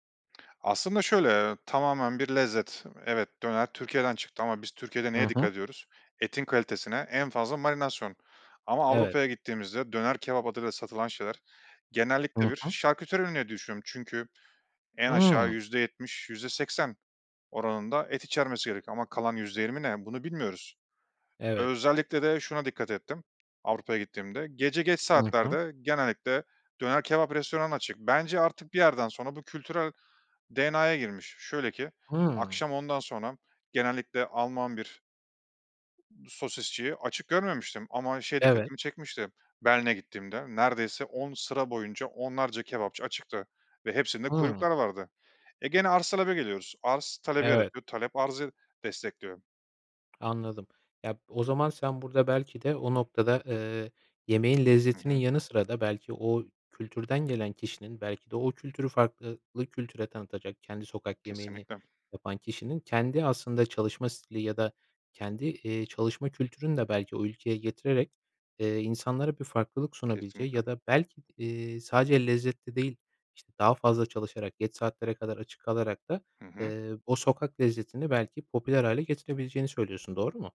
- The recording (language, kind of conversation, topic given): Turkish, podcast, Sokak yemekleri bir ülkeye ne katar, bu konuda ne düşünüyorsun?
- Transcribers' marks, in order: other background noise